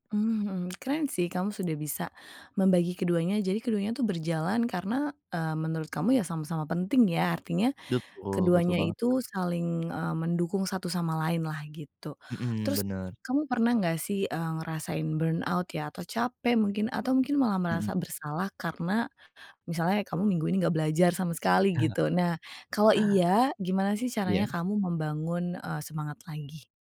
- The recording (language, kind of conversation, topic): Indonesian, podcast, Gimana cara kamu membagi waktu antara kerja dan belajar?
- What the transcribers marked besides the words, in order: "Betul-" said as "bitul"; other background noise; in English: "burnout"; chuckle